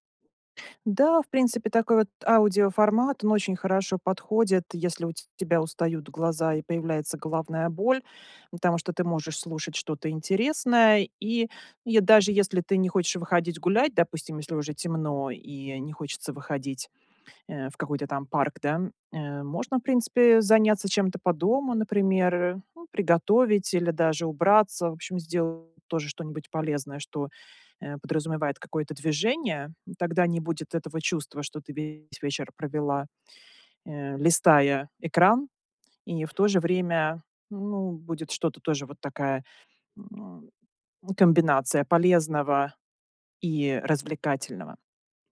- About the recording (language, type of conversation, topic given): Russian, advice, Как мне сократить вечернее время за экраном и меньше сидеть в интернете?
- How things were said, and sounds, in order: other background noise; tapping